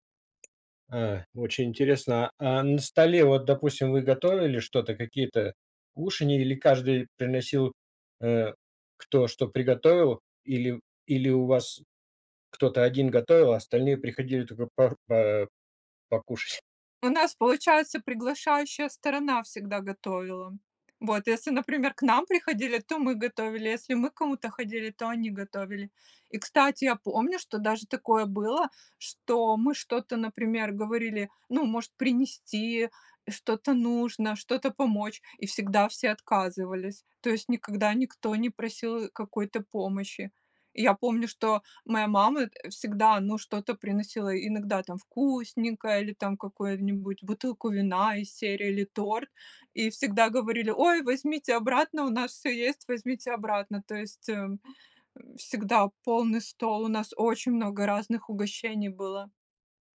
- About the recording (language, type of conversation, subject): Russian, podcast, Как проходили семейные праздники в твоём детстве?
- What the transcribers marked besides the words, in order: tapping